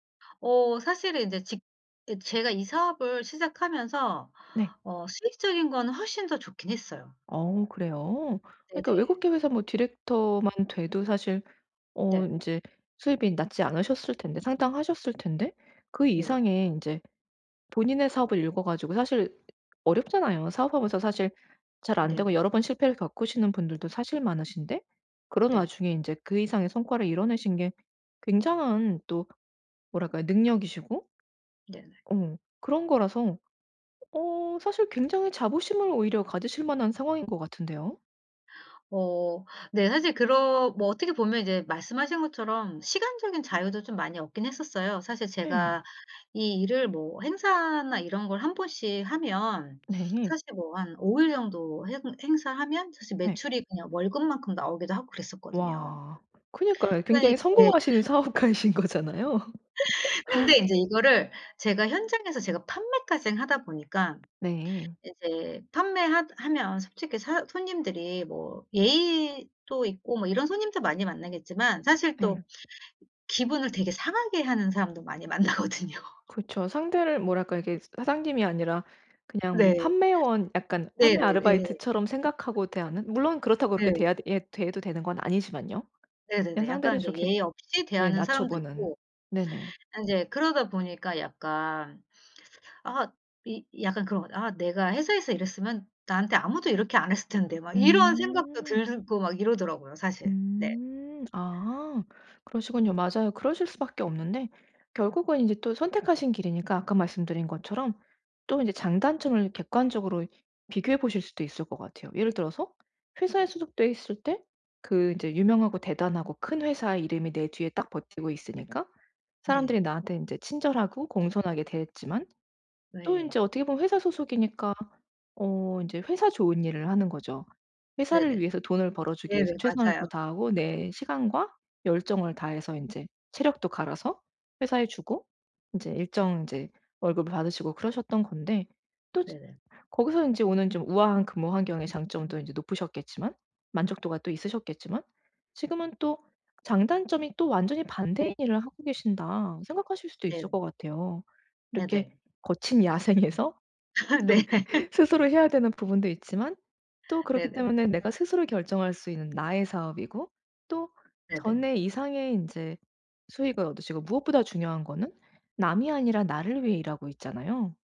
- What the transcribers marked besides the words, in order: other background noise; tapping; laughing while speaking: "사업가이신 거잖아요"; laugh; laughing while speaking: "만나거든요"; laughing while speaking: "야생에서"; laugh; laughing while speaking: "네"; laugh
- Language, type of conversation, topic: Korean, advice, 사회적 지위 변화로 낮아진 자존감을 회복하고 정체성을 다시 세우려면 어떻게 해야 하나요?